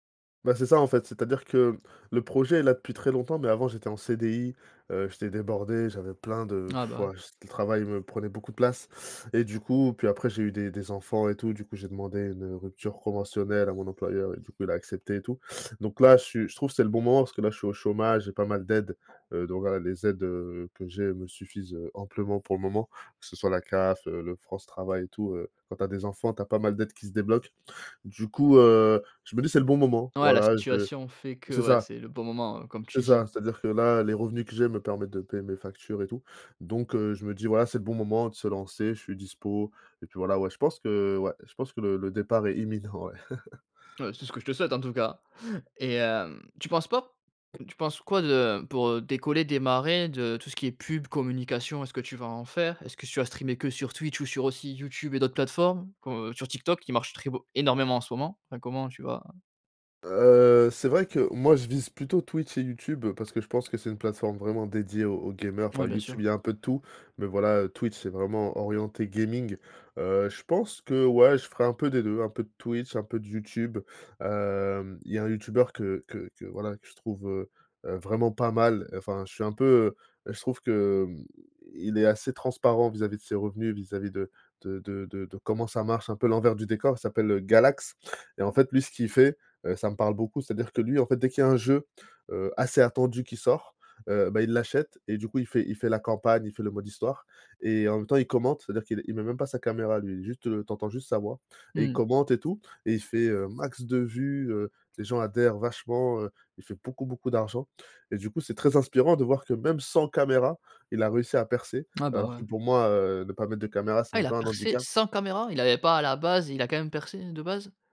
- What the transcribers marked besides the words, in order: other background noise; tapping; laugh; chuckle; stressed: "Galax"; stressed: "sans"
- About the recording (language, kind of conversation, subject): French, podcast, Comment transformes-tu une idée vague en projet concret ?